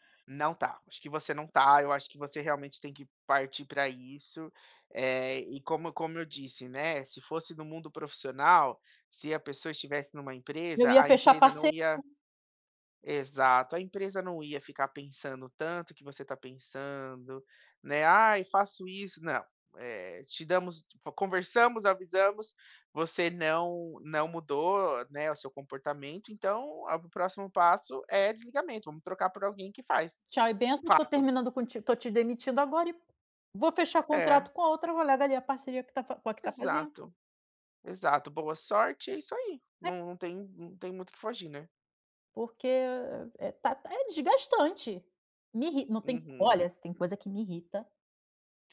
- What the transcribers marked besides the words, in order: none
- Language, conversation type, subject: Portuguese, advice, Como posso viver alinhado aos meus valores quando os outros esperam algo diferente?